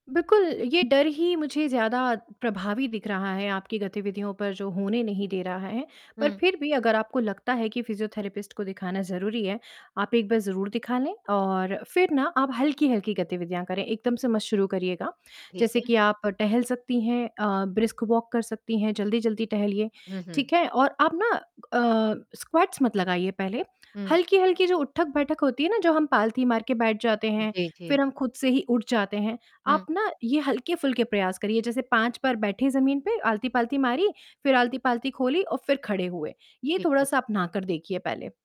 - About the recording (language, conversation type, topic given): Hindi, advice, चोट के बाद फिर से व्यायाम शुरू करने के डर को मैं कैसे दूर कर सकता/सकती हूँ?
- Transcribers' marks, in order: distorted speech; static; in English: "फिज़ियोथेरेपिस्ट"; in English: "ब्रिस्क वॉक"; in English: "स्क्वैट्स"